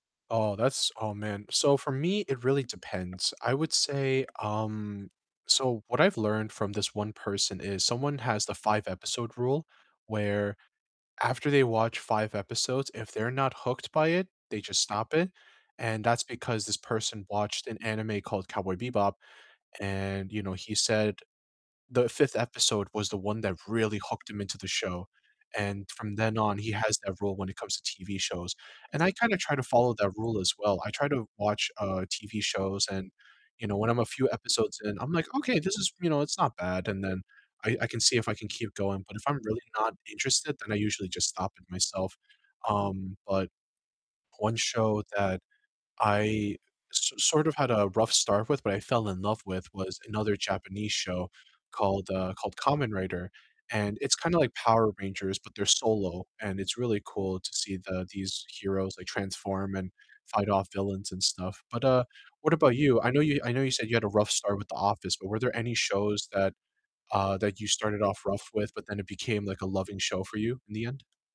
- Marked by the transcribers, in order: distorted speech
- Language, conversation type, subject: English, unstructured, Which comfort show do you rewatch to instantly put a smile on your face, and why does it feel like home?
- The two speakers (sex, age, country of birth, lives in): male, 25-29, United States, United States; male, 35-39, United States, United States